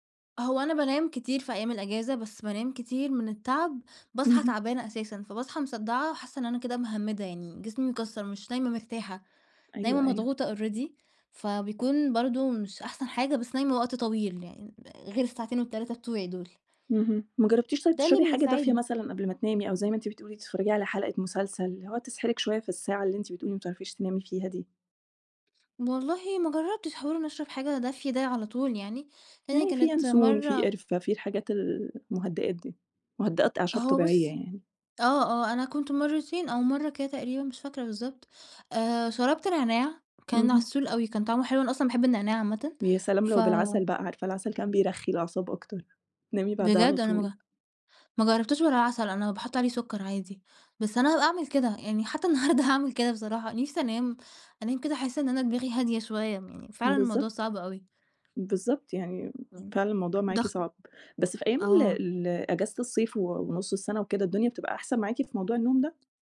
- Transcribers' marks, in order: in English: "already"; tapping
- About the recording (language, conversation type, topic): Arabic, podcast, بتعمل إيه لما ما تعرفش تنام؟